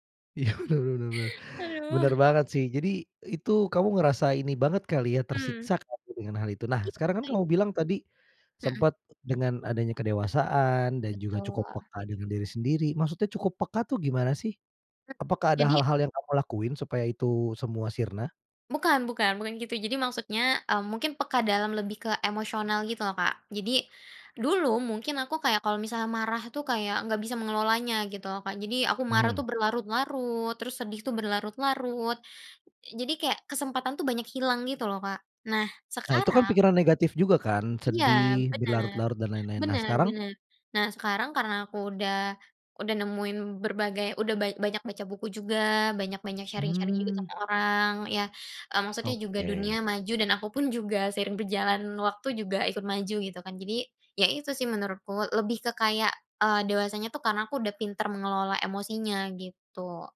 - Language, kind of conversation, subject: Indonesian, podcast, Bagaimana kamu mengubah pikiran negatif menjadi motivasi?
- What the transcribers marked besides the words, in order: in English: "sharing-sharing"